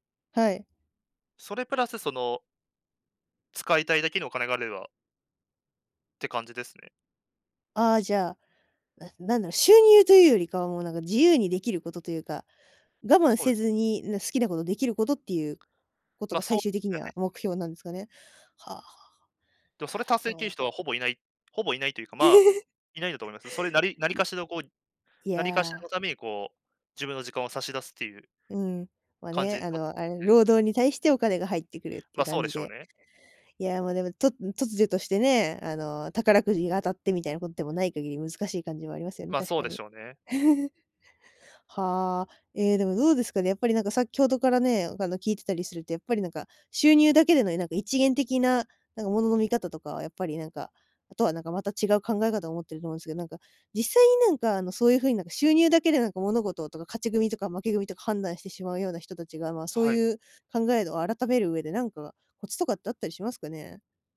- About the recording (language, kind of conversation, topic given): Japanese, podcast, ぶっちゃけ、収入だけで成功は測れますか？
- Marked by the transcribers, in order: tapping; chuckle; other noise; chuckle